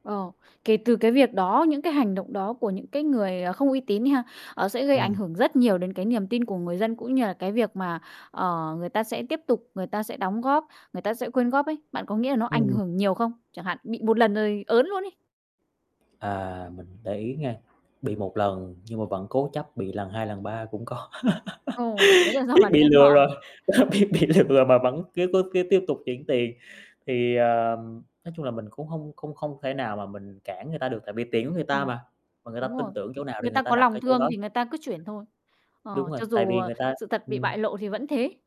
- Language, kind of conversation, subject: Vietnamese, podcast, Bạn có thể kể về cách tổ chức công tác hỗ trợ cứu trợ trong đợt thiên tai gần đây như thế nào?
- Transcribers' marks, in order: static; tapping; other background noise; laughing while speaking: "có"; laugh; laughing while speaking: "đó biết bị lừa"; laughing while speaking: "do"; distorted speech